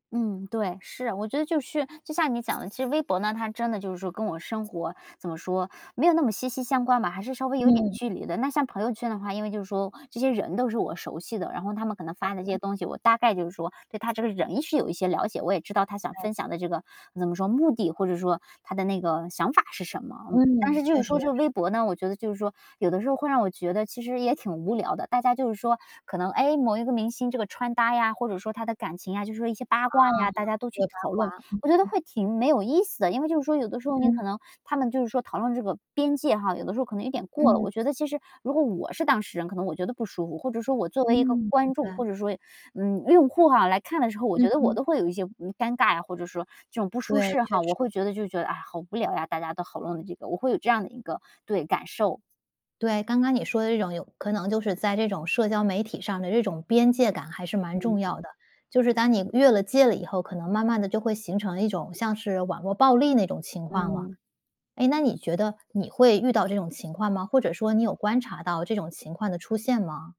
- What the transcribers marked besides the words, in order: other background noise; tapping; "讨论" said as "好论"
- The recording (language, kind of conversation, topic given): Chinese, podcast, 社交媒体会让你更孤单，还是让你与他人更亲近？